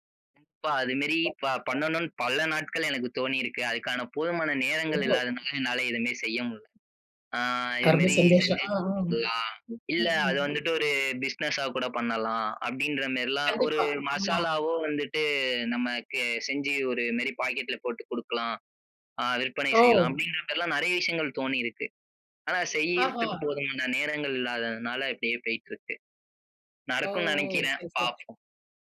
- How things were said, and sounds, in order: "மாரி" said as "மெரி"; other noise; in English: "பிஸ்னஸ்ஸா"
- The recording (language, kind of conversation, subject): Tamil, podcast, பாட்டியின் சமையல் குறிப்பு ஒன்றை பாரம்பரியச் செல்வமாகக் காப்பாற்றி வைத்திருக்கிறீர்களா?
- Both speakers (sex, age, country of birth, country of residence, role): female, 50-54, India, India, host; male, 20-24, India, India, guest